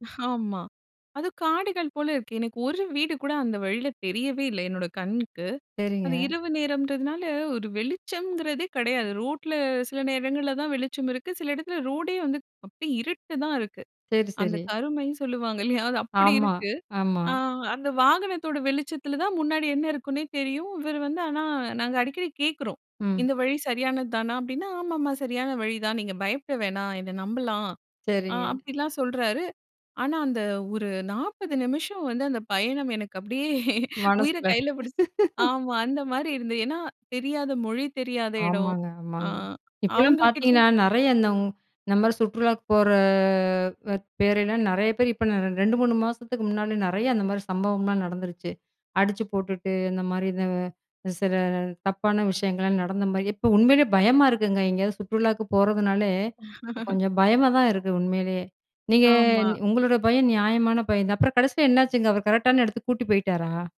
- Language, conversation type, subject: Tamil, podcast, பயணத்தின் போது உங்களுக்கு ஏற்பட்ட மிகப் பெரிய அச்சம் என்ன, அதை நீங்கள் எப்படிக் கடந்து வந்தீர்கள்?
- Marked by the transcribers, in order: laughing while speaking: "ஆமா"; other background noise; afraid: "ஆனா அந்த ஒரு நாப்பது நிமிஷம் … உயிர கைல பிடிச்சு"; laughing while speaking: "அப்டியே உயிர கைல பிடிச்சு"; laugh; drawn out: "போற"; laugh; drawn out: "நீங்க"; anticipating: "அப்புறம் கடைசில என்னாச்சுங்க? அவர் கரெக்டான இடத்துக்கு கூட்டிட்டு போய்ட்டாரா?"